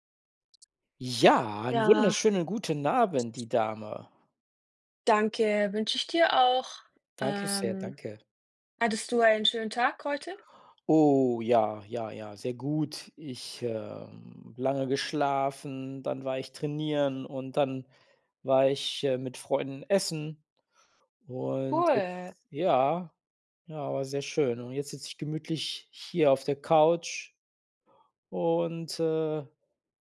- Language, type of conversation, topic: German, unstructured, Wie hat sich die Darstellung von Technologie in Filmen im Laufe der Jahre entwickelt?
- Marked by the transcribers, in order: none